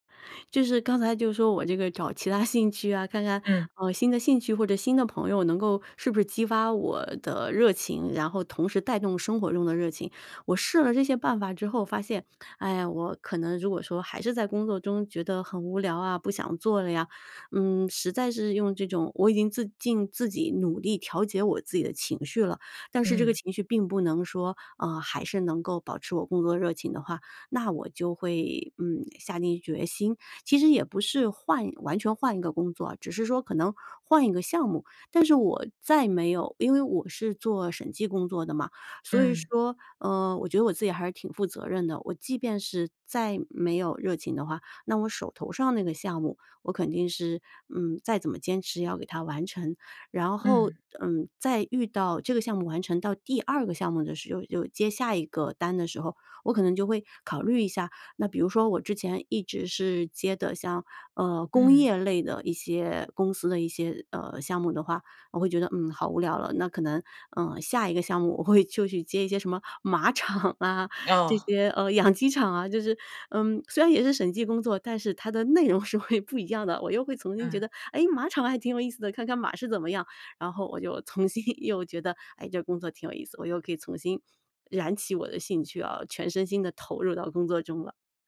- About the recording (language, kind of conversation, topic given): Chinese, podcast, 你是怎么保持长期热情不退的？
- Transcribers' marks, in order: other background noise; laughing while speaking: "我会"; laughing while speaking: "马场"; laughing while speaking: "养鸡场"; laughing while speaking: "是会"; "重新" said as "从新"; joyful: "哎，马场还挺有意思的，看看马是怎么样"; laughing while speaking: "从新"; "重新" said as "从新"; "重新" said as "从新"